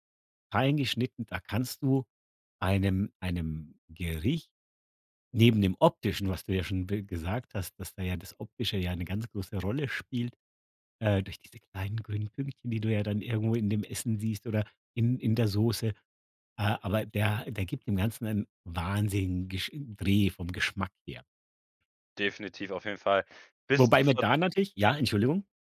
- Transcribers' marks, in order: none
- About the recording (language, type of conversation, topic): German, podcast, Welche Gewürze bringen dich echt zum Staunen?